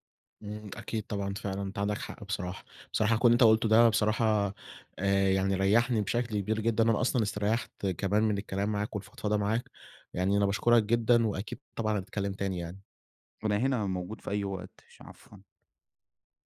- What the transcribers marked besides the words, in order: none
- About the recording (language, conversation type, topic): Arabic, advice, إزاي أعبّر عن إحساسي بالتعب واستنزاف الإرادة وعدم قدرتي إني أكمل؟